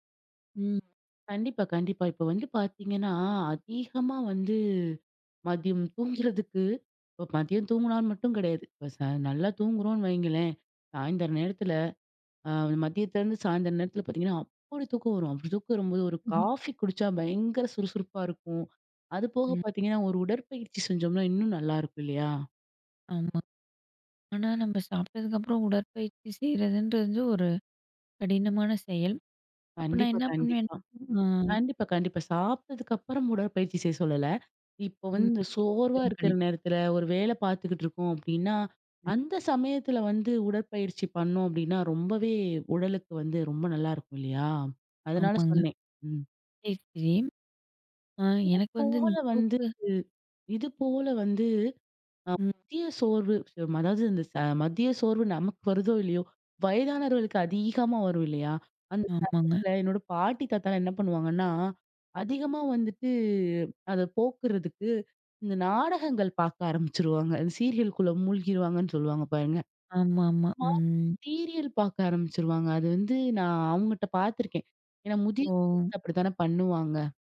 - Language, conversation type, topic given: Tamil, podcast, மதிய சோர்வு வந்தால் நீங்கள் அதை எப்படி சமாளிப்பீர்கள்?
- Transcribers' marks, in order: chuckle; other background noise; unintelligible speech; other noise; chuckle; unintelligible speech